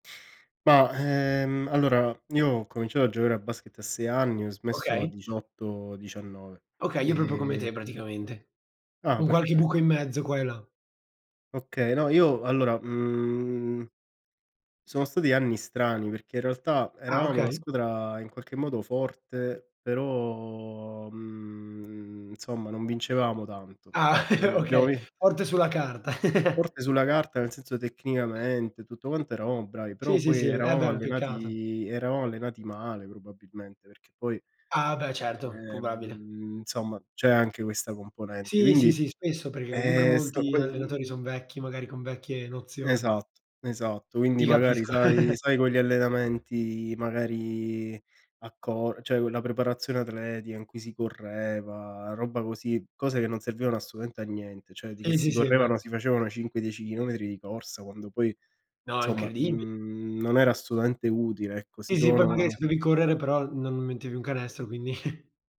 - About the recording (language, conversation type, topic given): Italian, unstructured, Hai un ricordo speciale legato a uno sport o a una gara?
- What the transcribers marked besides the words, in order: other background noise; "squadra" said as "scudra"; drawn out: "però mhmm"; "insomma" said as "nsomma"; chuckle; chuckle; other noise; "probabile" said as "pobabile"; drawn out: "ehm"; "insomma" said as "nsomma"; "quindi" said as "indi"; tapping; chuckle; "roba" said as "robba"; "insomma" said as "nsomma"; unintelligible speech; chuckle